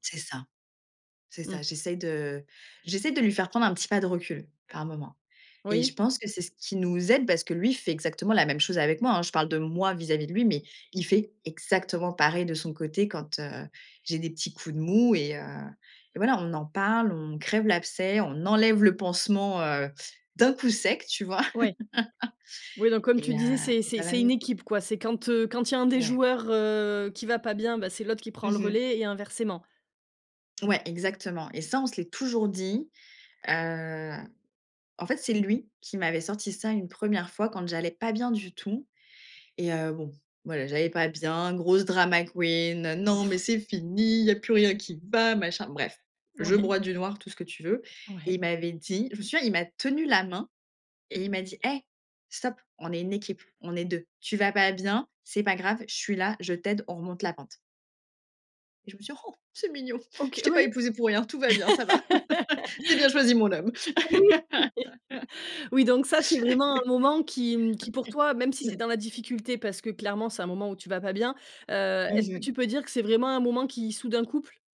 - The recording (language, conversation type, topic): French, podcast, Qu’est-ce qui, selon toi, fait durer un couple ?
- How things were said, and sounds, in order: stressed: "exactement"; laugh; "inversement" said as "inversément"; chuckle; laughing while speaking: "Moui"; scoff; laugh; chuckle; laugh; laugh